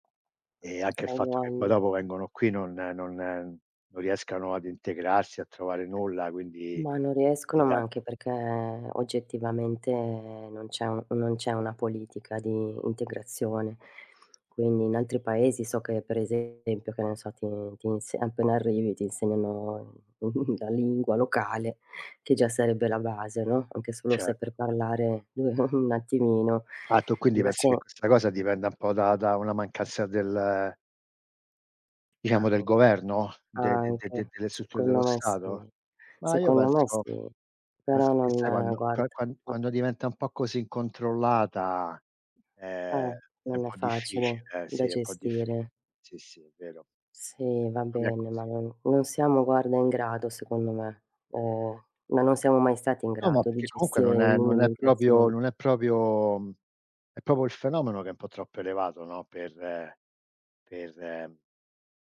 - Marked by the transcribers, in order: other background noise; unintelligible speech; chuckle; chuckle; "Secondo" said as "condo"; "l'immigrazione" said as "imminimigrazione"; "proprio" said as "plopio"; "proprio" said as "propio"; "proprio" said as "propo"
- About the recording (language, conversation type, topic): Italian, unstructured, Come puoi convincere qualcuno senza imporre la tua opinione?